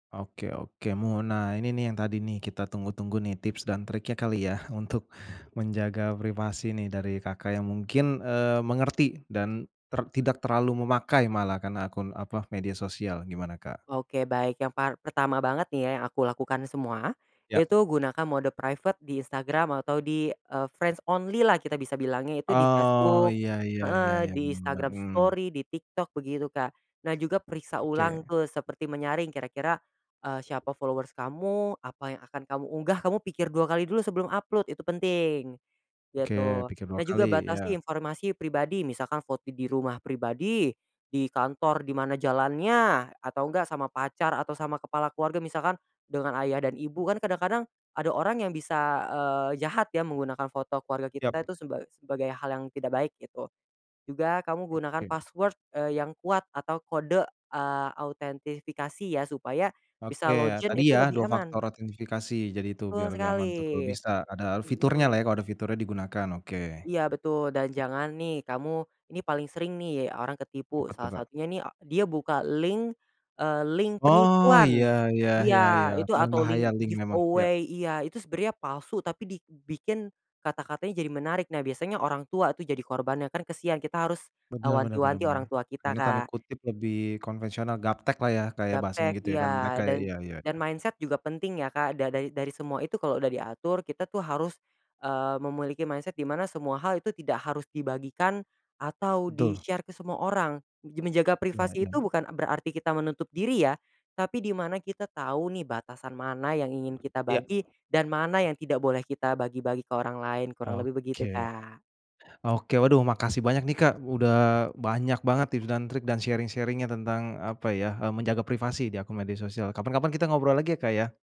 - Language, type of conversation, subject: Indonesian, podcast, Bagaimana cara menjaga privasi di akun media sosial?
- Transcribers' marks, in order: in English: "private"; in English: "friends only-lah"; other background noise; in English: "followers"; "foto" said as "foti"; in English: "link"; in English: "link"; in English: "link giveaway"; in English: "link"; in English: "mindset"; in English: "mindset"; in English: "di-share"; in English: "sharing-sharing-nya"